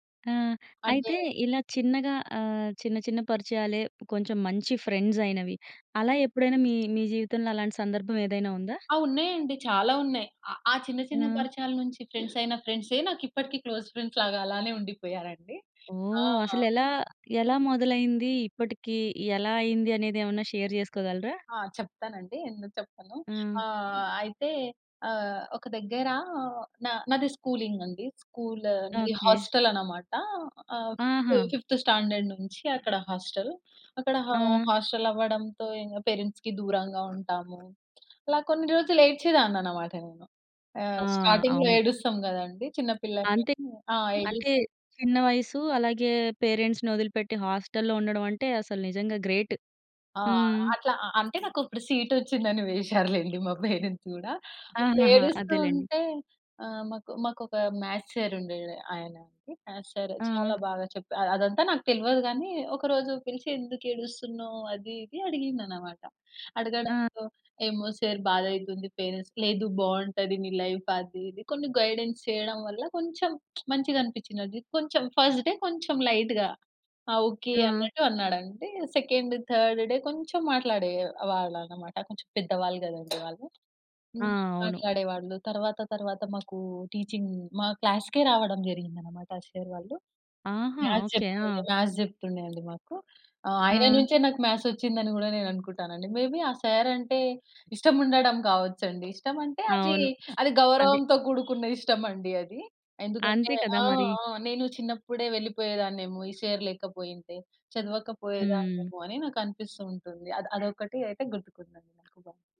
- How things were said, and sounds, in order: other background noise; in English: "క్లోజ్ ఫ్రెండ్స్"; in English: "షేర్"; in English: "స్కూల్"; in English: "ఫి ఫిఫ్త్ స్టాండర్డ్"; in English: "హోస్టల్"; in English: "హ హోస్టల్"; in English: "పేరెంట్స్‌కి"; in English: "స్టార్టింగ్‌లో"; in English: "పేరెంట్స్‌ని"; in English: "హస్టల్‌లో"; in English: "గ్రేట్"; laughing while speaking: "సీటొచ్చింది అని వేసారు లెండి మా పేరెంట్స్ కూడా"; in English: "పేరెంట్స్"; in English: "మ్యాథ్స్ సార్"; in English: "మ్యాథ్స్ సార్"; tapping; in English: "సార్"; in English: "పేరెంట్స్"; in English: "లైఫ్"; in English: "గైడెన్స్"; lip smack; in English: "ఫర్స్ట్‌డె"; in English: "లైట్‌గా"; in English: "సెకండ్, థర్డ్ డే"; in English: "టీచింగ్"; in English: "సార్"; in English: "మ్యాథ్స్"; in English: "మ్యాథ్స్"; in English: "మ్యాథ్స్"; in English: "మే బి"; in English: "సార్"; horn; in English: "సార్"
- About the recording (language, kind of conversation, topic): Telugu, podcast, చిన్న చిన్న సంభాషణలు ఎంతవరకు సంబంధాలను బలోపేతం చేస్తాయి?